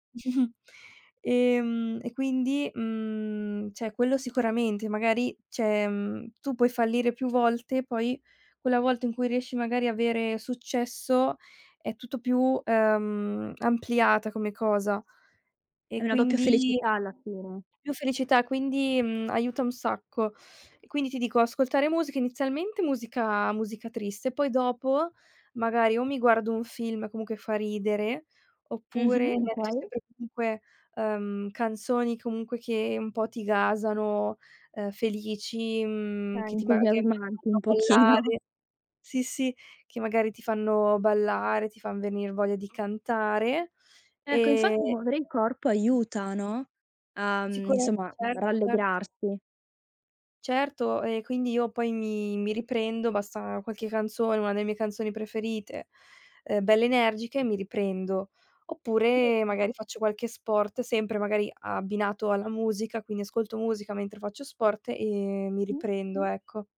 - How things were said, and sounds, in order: chuckle; "cioè" said as "ceh"; "cioè" said as "ceh"; "avere" said as "vere"; other background noise; laughing while speaking: "pochino"; unintelligible speech
- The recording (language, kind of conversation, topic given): Italian, podcast, Come reagisci davvero quando ti capita di fallire?